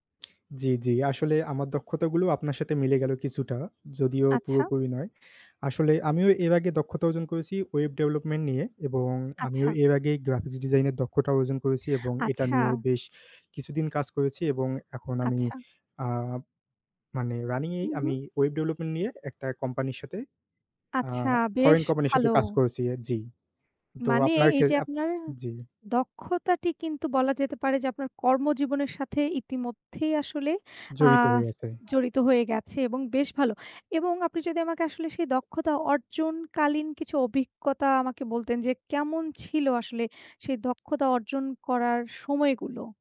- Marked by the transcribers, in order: tapping; "দক্ষতা" said as "দক্ষটা"
- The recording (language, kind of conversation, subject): Bengali, unstructured, আপনি কোন নতুন দক্ষতা শিখতে আগ্রহী?